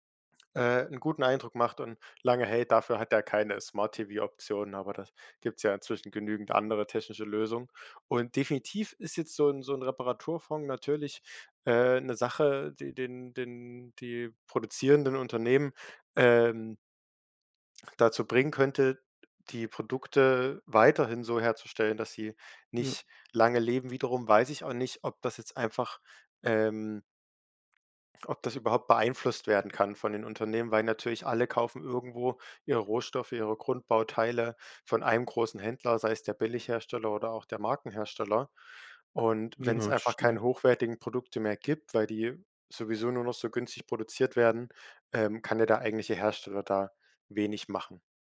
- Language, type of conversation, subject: German, podcast, Was hältst du davon, Dinge zu reparieren, statt sie wegzuwerfen?
- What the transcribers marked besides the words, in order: none